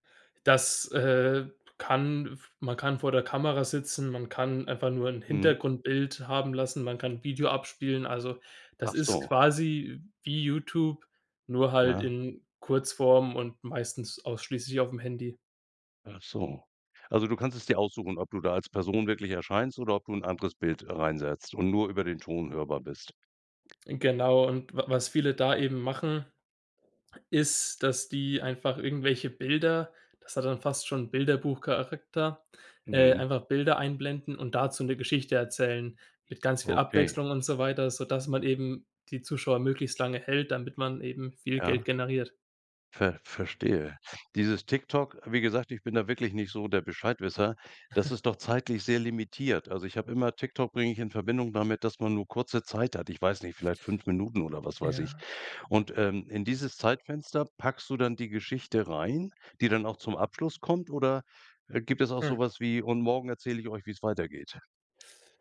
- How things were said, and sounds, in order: chuckle
- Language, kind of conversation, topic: German, podcast, Wie verändern soziale Medien die Art, wie Geschichten erzählt werden?